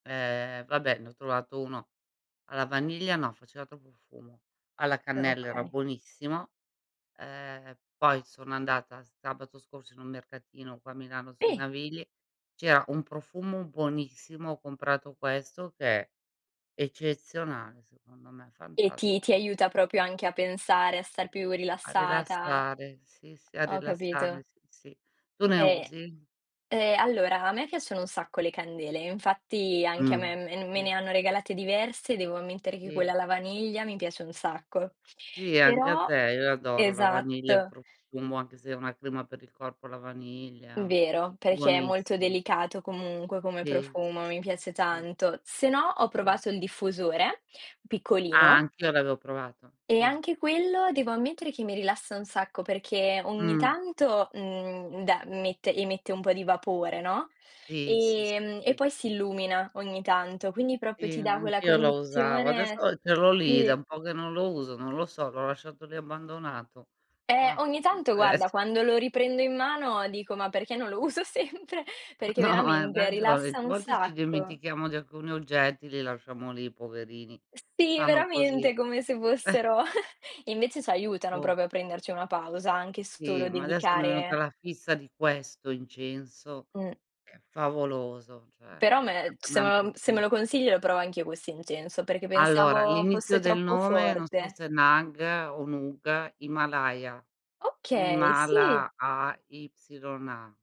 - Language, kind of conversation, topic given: Italian, unstructured, Come riconosci quando hai bisogno di prenderti una pausa mentale?
- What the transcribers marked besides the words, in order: "proprio" said as "propio"; tapping; "proprio" said as "propio"; other background noise; laughing while speaking: "uso sempre?"; laughing while speaking: "No"; other noise; chuckle; "proprio" said as "propio"; "solo" said as "stolo"; unintelligible speech